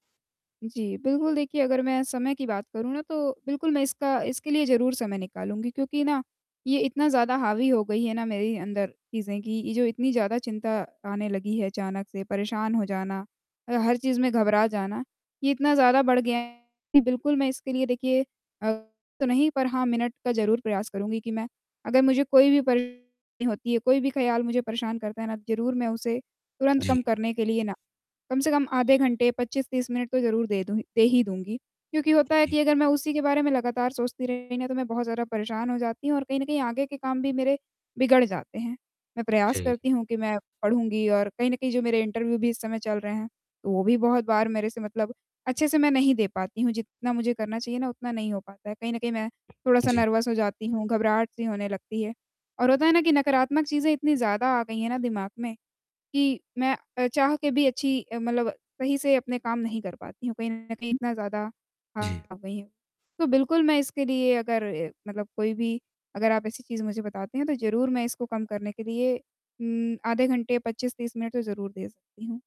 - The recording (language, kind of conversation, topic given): Hindi, advice, तुरंत मानसिक शांति पाने के आसान तरीके क्या हैं?
- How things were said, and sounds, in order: static; distorted speech; unintelligible speech; tapping; other street noise; in English: "इंटरव्यू"; in English: "नर्वस"